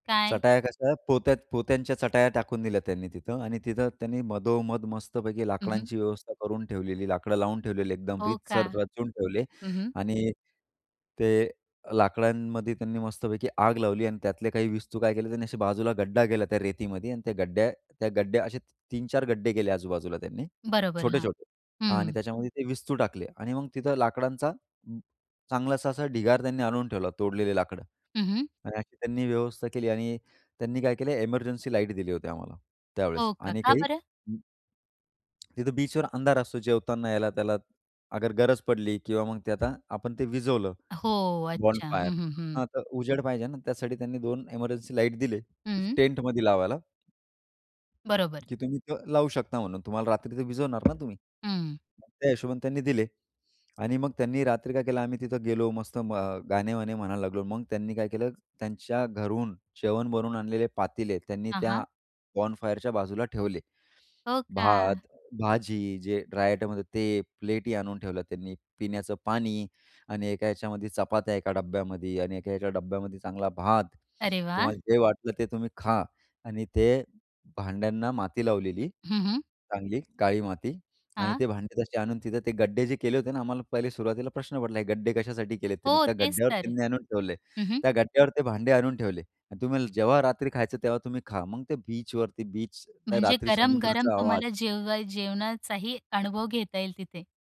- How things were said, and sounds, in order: other background noise; swallow; in English: "बॉनफायर"; tapping; in English: "बॉनफायरच्या"
- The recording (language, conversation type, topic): Marathi, podcast, कॅम्पफायर करताना कोणते नियम पाळायला हवेत?